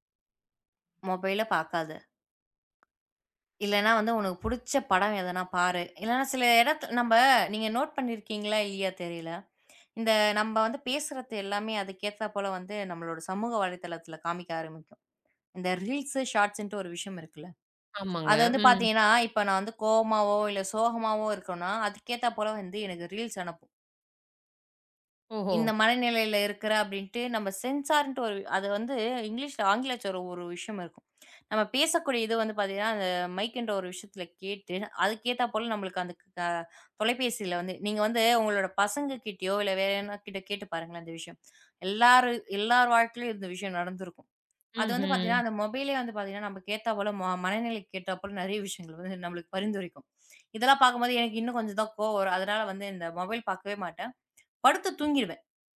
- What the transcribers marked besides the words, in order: other background noise; in English: "நோட்"; in English: "ரீல்ஸ், ஷாட்ஸ்ன்ட்டு"; in English: "ரீல்ஸ்"; in English: "சென்சார்ன்டு"; "ஆங்கிலச்சொல்" said as "ஆங்கிலச்சொர்"; in English: "மைக்குன்ற"; in English: "மொபைலே"; laughing while speaking: "நிறைய விஷயங்கள் வந்து"; in English: "மொபைல்"
- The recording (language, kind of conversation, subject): Tamil, podcast, கோபம் வந்தால் அதை எப்படி கையாளுகிறீர்கள்?